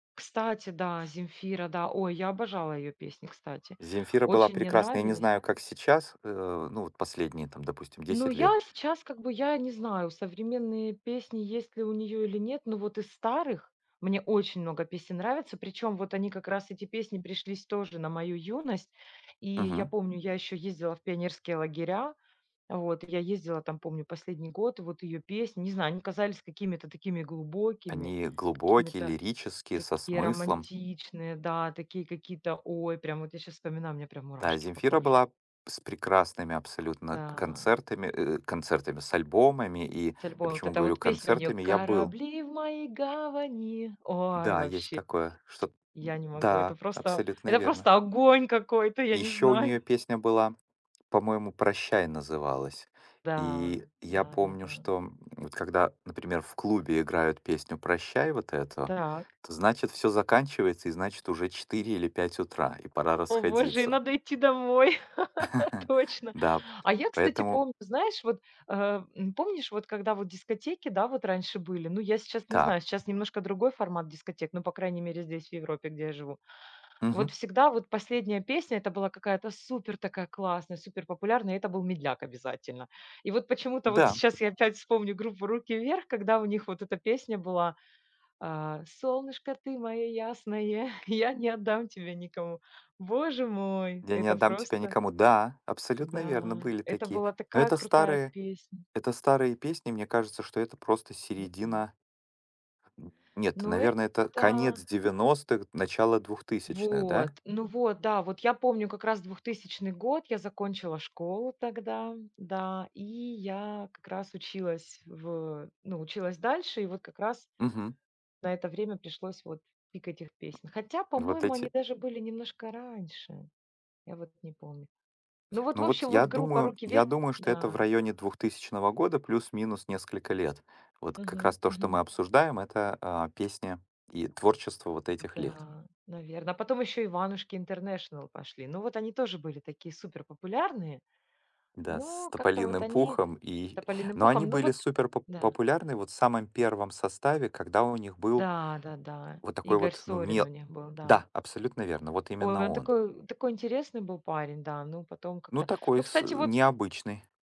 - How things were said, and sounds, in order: other background noise; tapping; singing: "Корабли в моей гавани"; tsk; laugh; chuckle; singing: "Солнышко ты моё ясное"
- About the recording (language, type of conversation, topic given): Russian, unstructured, Какая песня напоминает тебе о счастливом моменте?